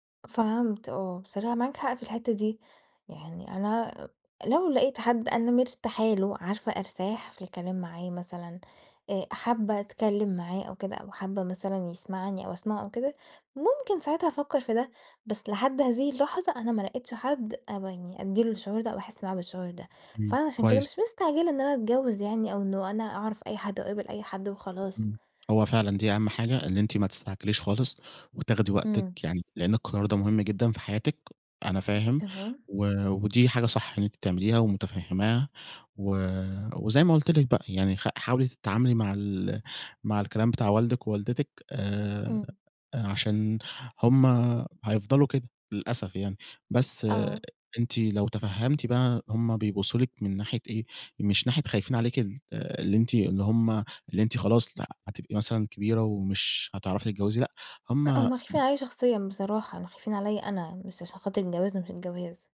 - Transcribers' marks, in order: other background noise
- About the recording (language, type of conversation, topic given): Arabic, advice, إزاي أتعامل مع ضغط العيلة إني أتجوز في سن معيّن؟